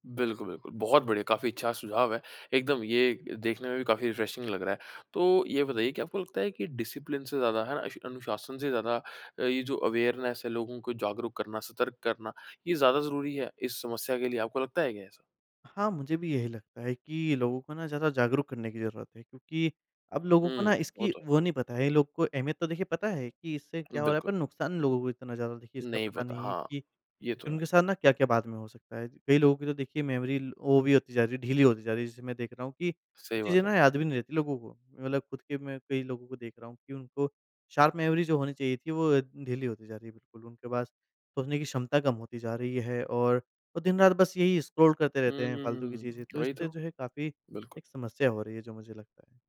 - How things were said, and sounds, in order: in English: "डिसिप्लिन"; in English: "अवेयरनेस"; tapping; in English: "मेमोरी"; in English: "शार्प मेमोरी"; lip smack
- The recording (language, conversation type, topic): Hindi, podcast, डिजिटल विकर्षण से निपटने के लिए आप कौन-कौन से उपाय अपनाते हैं?